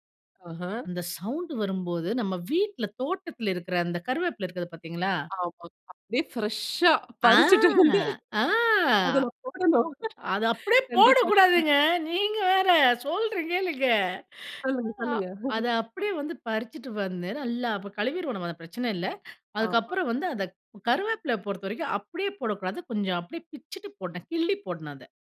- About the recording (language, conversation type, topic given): Tamil, podcast, இந்த ரெசிபியின் ரகசியம் என்ன?
- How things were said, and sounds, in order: in English: "சவுண்ட்"; in English: "ஃப்ரஷா"; drawn out: "அ, அ"; laughing while speaking: "பறிச்சிட்டு வந்து அதுல போடணும்"; breath; other noise; laughing while speaking: "சொல்லுங்க சொல்லுங்க"